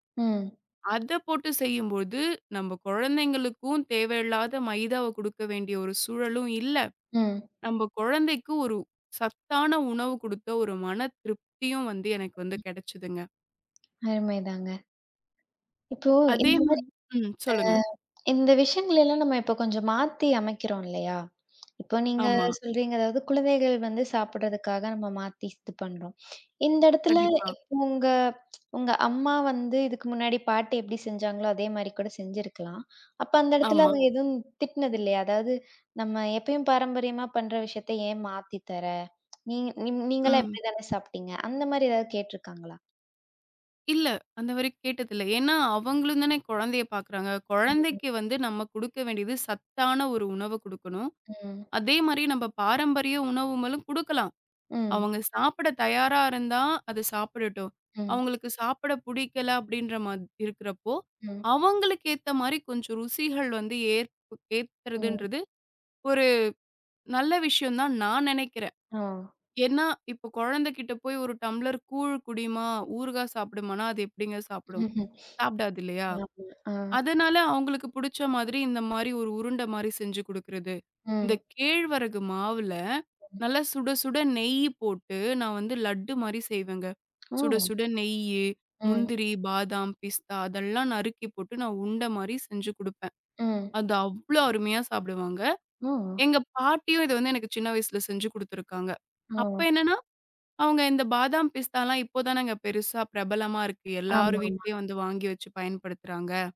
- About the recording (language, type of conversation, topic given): Tamil, podcast, பாரம்பரிய சமையல் குறிப்புகளை வீட்டில் எப்படி மாற்றி அமைக்கிறீர்கள்?
- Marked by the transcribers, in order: tapping; other background noise; unintelligible speech